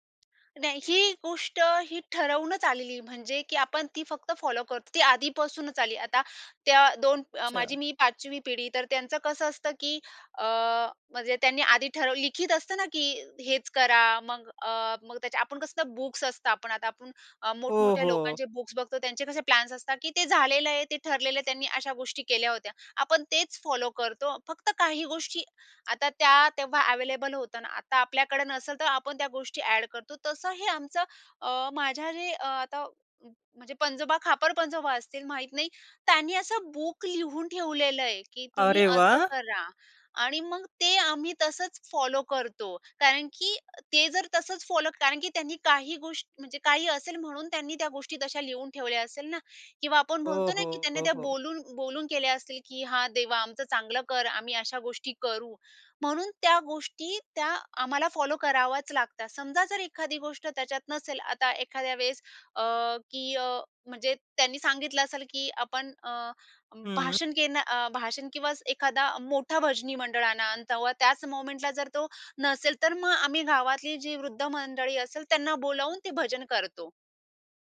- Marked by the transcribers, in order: in English: "फॉलो"; other background noise; in English: "बुक्स"; in English: "बुक्स"; in English: "प्लॅन्स"; in English: "फॉलो"; tapping; in English: "ॲव्हेलेबल"; in English: "ॲड"; in English: "बुक"; surprised: "अरे वाह!"; in English: "फॉलो"; in English: "फॉलो"; in English: "मोमेंटला"
- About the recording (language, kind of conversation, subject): Marathi, podcast, तुमच्या घरात पिढ्यानपिढ्या चालत आलेली कोणती परंपरा आहे?